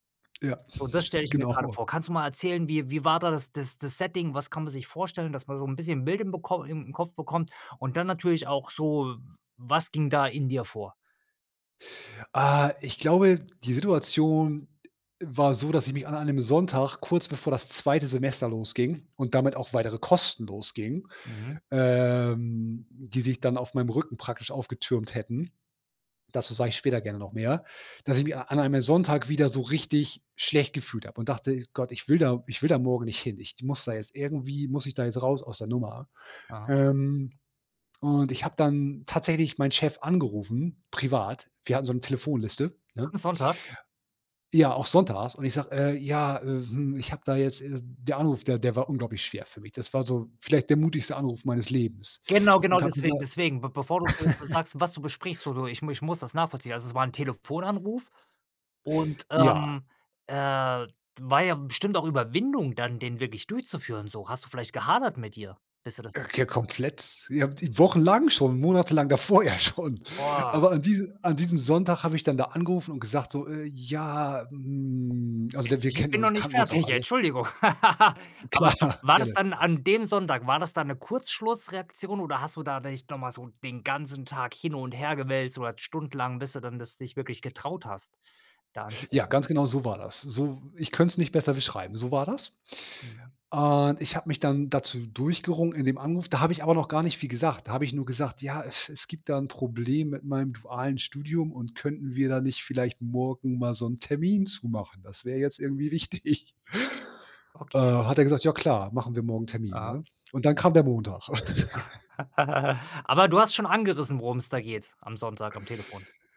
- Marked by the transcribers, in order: chuckle; drawn out: "ähm"; chuckle; unintelligible speech; laughing while speaking: "davor ja schon"; drawn out: "hm"; laugh; laughing while speaking: "Klar"; laughing while speaking: "wichtig"; laugh; chuckle
- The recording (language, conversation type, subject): German, podcast, Was war dein mutigstes Gespräch?